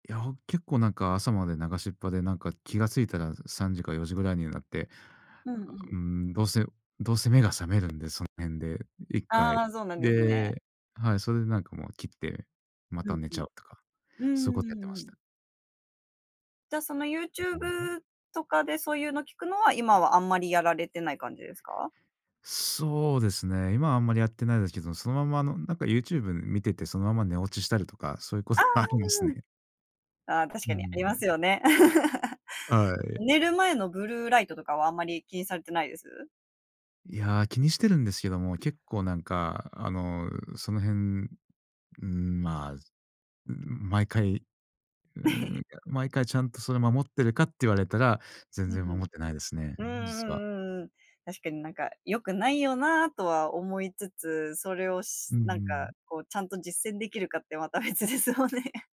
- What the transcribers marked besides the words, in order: laughing while speaking: "そういうことはありますね"; laugh; other noise; laugh; laughing while speaking: "また別ですよね"
- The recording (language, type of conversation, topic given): Japanese, podcast, 安眠しやすい寝室にするために、普段どんな工夫をしていますか？